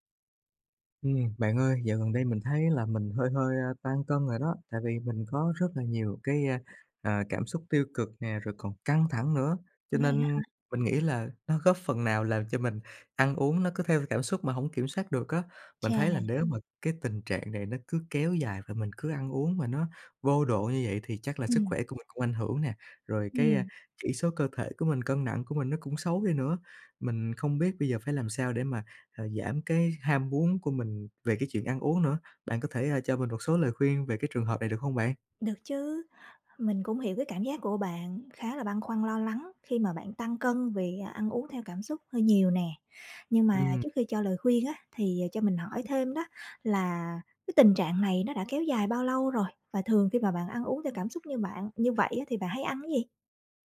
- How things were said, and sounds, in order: tapping
- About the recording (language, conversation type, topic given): Vietnamese, advice, Bạn thường ăn theo cảm xúc như thế nào khi buồn hoặc căng thẳng?